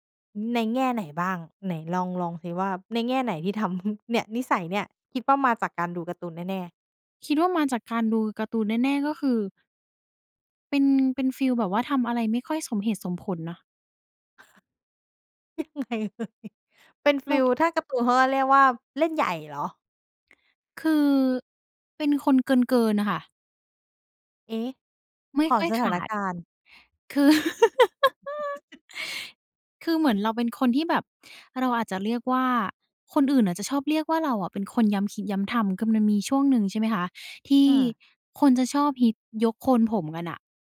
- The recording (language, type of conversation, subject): Thai, podcast, เล่าถึงความทรงจำกับรายการทีวีในวัยเด็กของคุณหน่อย
- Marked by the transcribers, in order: chuckle; chuckle; laughing while speaking: "เล่นใหญ่เลย"; tapping; laugh; chuckle; "คือ" said as "กึม"